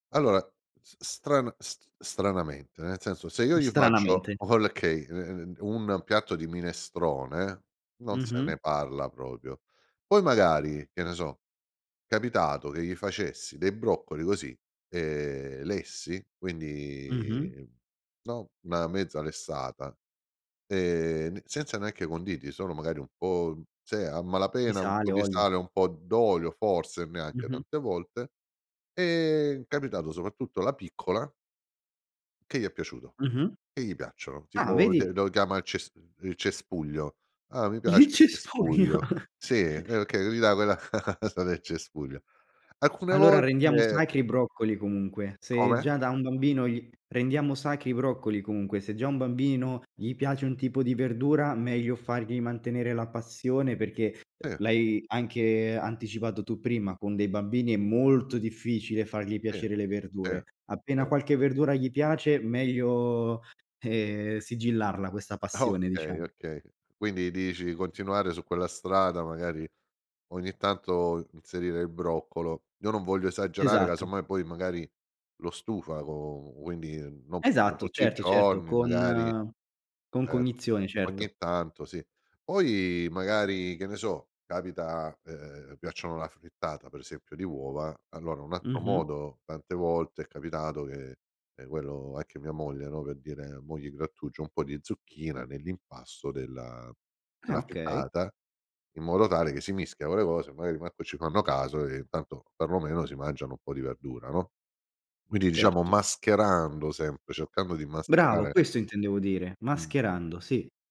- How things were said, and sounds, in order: laughing while speaking: "olkay"; "okay" said as "olkay"; "proprio" said as "propio"; drawn out: "ehm"; drawn out: "quindi"; tapping; laughing while speaking: "Il cespuglio!"; chuckle; unintelligible speech; chuckle; laughing while speaking: "osa"; "sacri" said as "sache"; other background noise; "sacri" said as "sache"; "Sì" said as "ì"; stressed: "molto"; "Sì" said as "ì"; "sì" said as "ì"; "sì" said as "ì"; drawn out: "meglio"; laughing while speaking: "Okay"; drawn out: "co"; "quindi" said as "uindi"; "altro" said as "atro"; "nell'impasto" said as "impasso"
- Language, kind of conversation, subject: Italian, advice, Come posso introdurre più verdure nei pasti quotidiani senza stravolgere le mie abitudini?